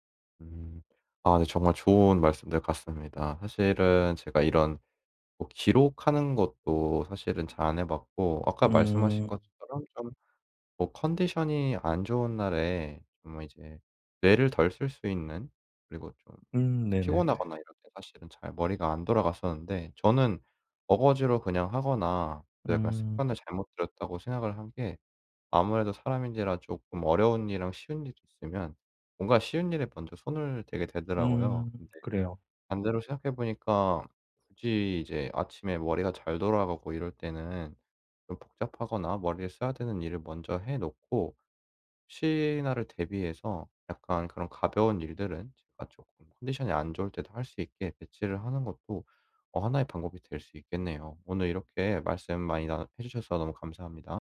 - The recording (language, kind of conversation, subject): Korean, advice, 산만함을 줄이고 집중할 수 있는 환경을 어떻게 만들 수 있을까요?
- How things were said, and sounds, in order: none